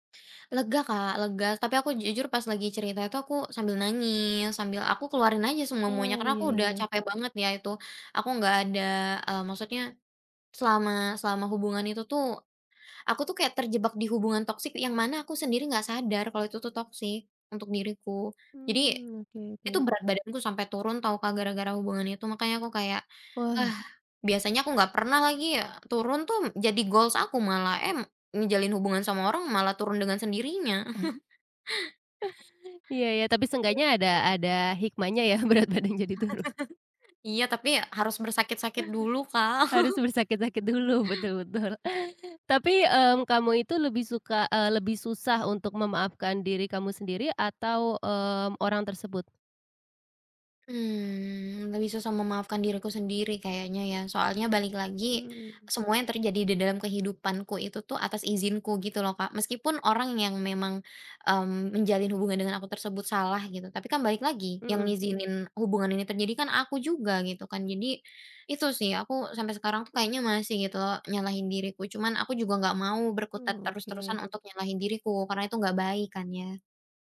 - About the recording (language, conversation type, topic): Indonesian, podcast, Apa yang biasanya kamu lakukan terlebih dahulu saat kamu sangat menyesal?
- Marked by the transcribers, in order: tapping; in English: "goals"; chuckle; laughing while speaking: "berat badan jadi turun"; chuckle; chuckle; laughing while speaking: "dulu, betul betul"